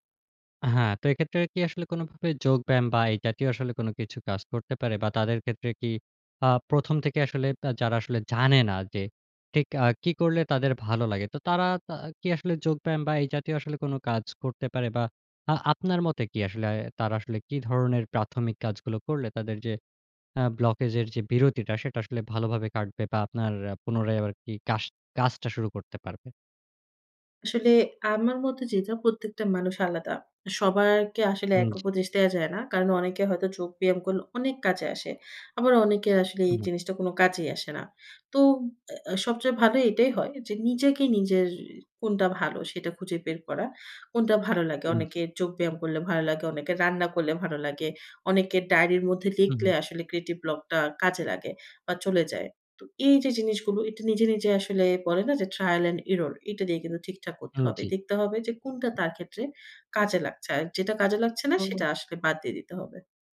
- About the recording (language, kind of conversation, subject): Bengali, podcast, কখনো সৃজনশীলতার জড়তা কাটাতে আপনি কী করেন?
- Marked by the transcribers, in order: tapping; in English: "ব্লকেজ"; "সবাই কে" said as "সবারকে"; in English: "trial and error?"